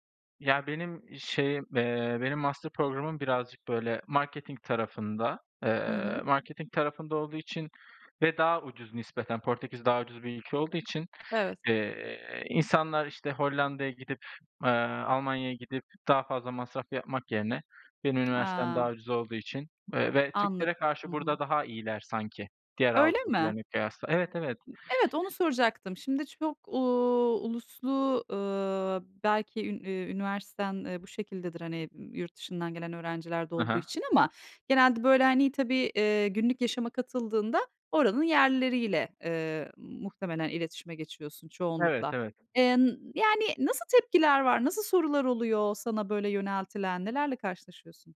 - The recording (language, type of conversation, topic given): Turkish, podcast, Sosyal çevremi genişletmenin en basit yolu nedir?
- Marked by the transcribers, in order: tsk; other background noise